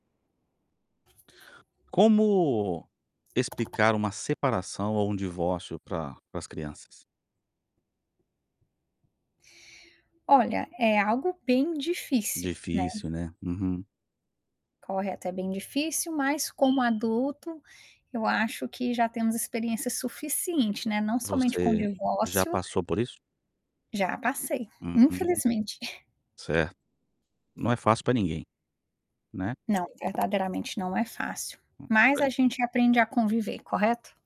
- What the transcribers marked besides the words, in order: other background noise; tapping; static
- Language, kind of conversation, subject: Portuguese, podcast, Como explicar a separação ou o divórcio para as crianças?